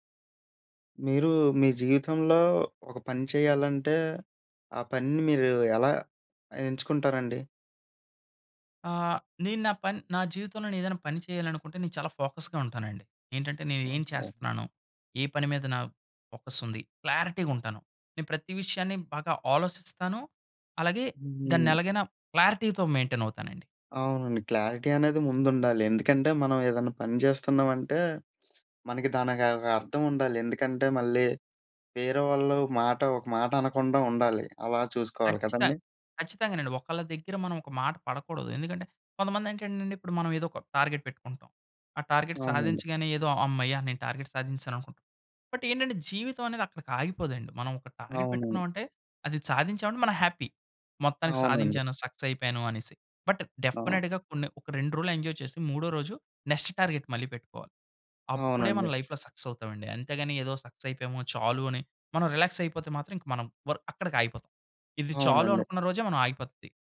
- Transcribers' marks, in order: in English: "ఫోకస్‌గా"; in English: "ఫోకస్"; in English: "క్లారిటీ‌గా"; in English: "క్లారిటీ‌తో మెయింటైన్"; in English: "క్లారిటీ"; lip smack; in English: "టార్గెట్"; in English: "టార్గెట్"; in English: "టార్గెట్"; in English: "బట్"; in English: "టార్గెట్"; in English: "హ్యాపీ"; in English: "సక్సెస్"; in English: "బట్ డెఫినిట్‌గా"; in English: "ఎంజాయ్"; in English: "నెక్స్ట్ టార్గెట్"; in English: "లైఫ్‌లో సక్సెస్"; in English: "సక్సెస్"; in English: "రిలాక్స్"
- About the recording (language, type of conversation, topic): Telugu, podcast, మీ పని మీ జీవితానికి ఎలాంటి అర్థం ఇస్తోంది?